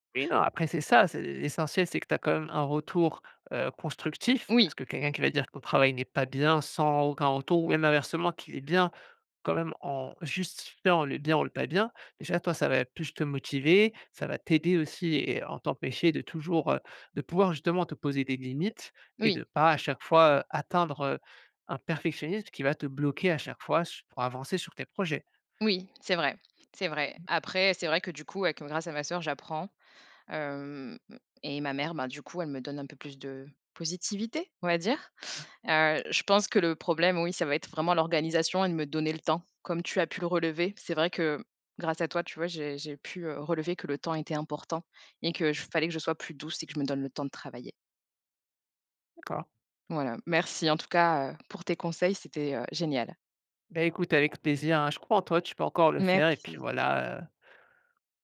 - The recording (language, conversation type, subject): French, advice, Comment le perfectionnisme bloque-t-il l’avancement de tes objectifs ?
- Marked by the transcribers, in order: unintelligible speech; stressed: "positivité"; tapping; other background noise